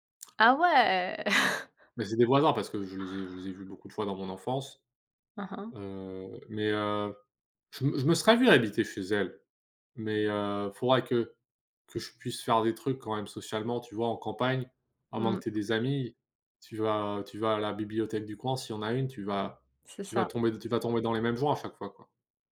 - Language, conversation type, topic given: French, unstructured, Qu’est-ce qui vous attire le plus : vivre en ville ou à la campagne ?
- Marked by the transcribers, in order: chuckle; other background noise